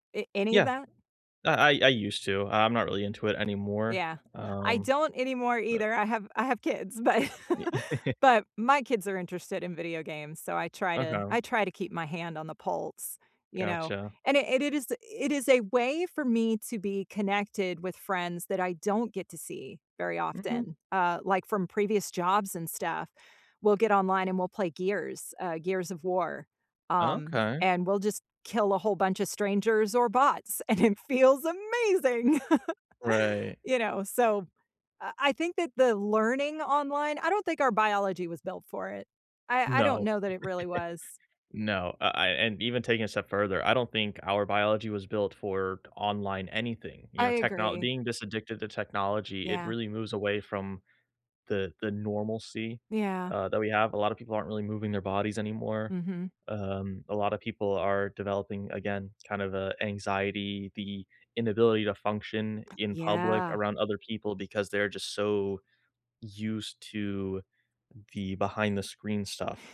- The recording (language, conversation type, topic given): English, unstructured, What parts of online classes help you thrive, which ones frustrate you, and how do you cope?
- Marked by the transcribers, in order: laughing while speaking: "but"; chuckle; tapping; joyful: "it feels amazing!"; chuckle; chuckle